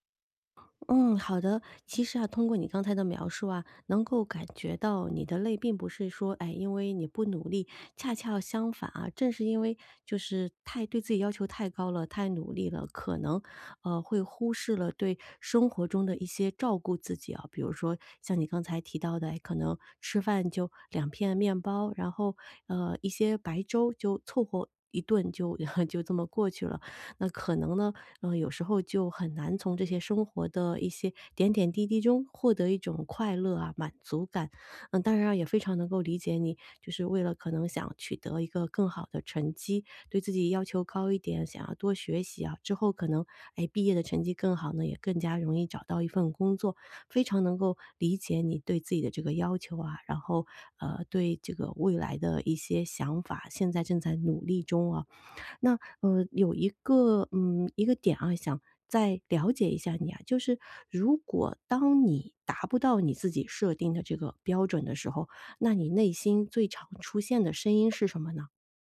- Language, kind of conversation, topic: Chinese, advice, 我对自己要求太高，怎样才能不那么累？
- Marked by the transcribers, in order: other background noise; "合" said as "喉"; laugh; laughing while speaking: "就"